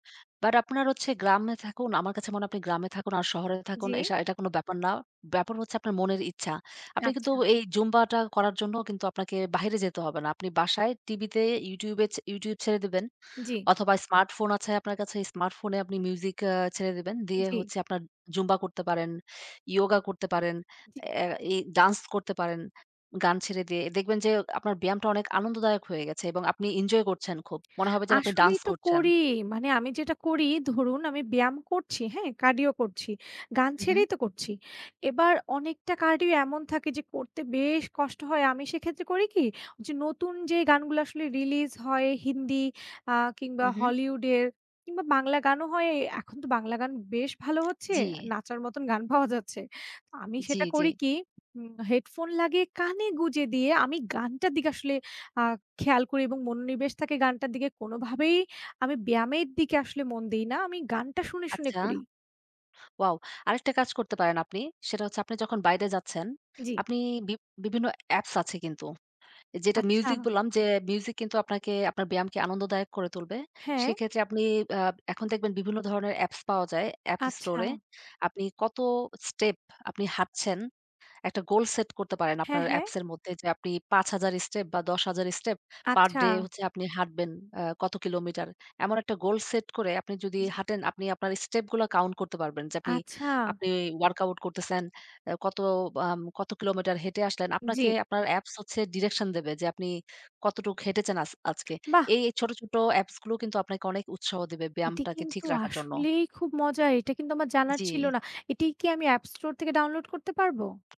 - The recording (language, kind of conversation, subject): Bengali, unstructured, ব্যায়ামকে কীভাবে আরও মজার করে তোলা যায়?
- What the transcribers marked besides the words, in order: tapping; in English: "cardio"; in English: "cardio"; laughing while speaking: "গান পাওয়া যাচ্ছে"